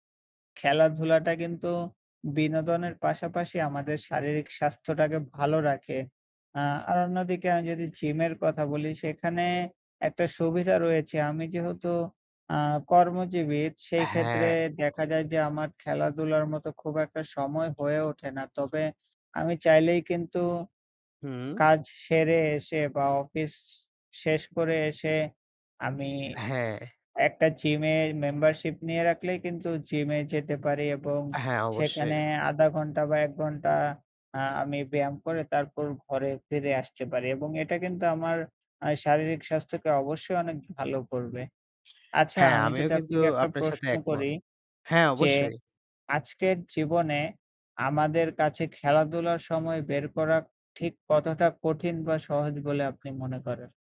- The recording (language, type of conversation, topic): Bengali, unstructured, খেলাধুলা করা মানসিক চাপ কমাতে সাহায্য করে কিভাবে?
- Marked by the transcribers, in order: other background noise; tongue click; wind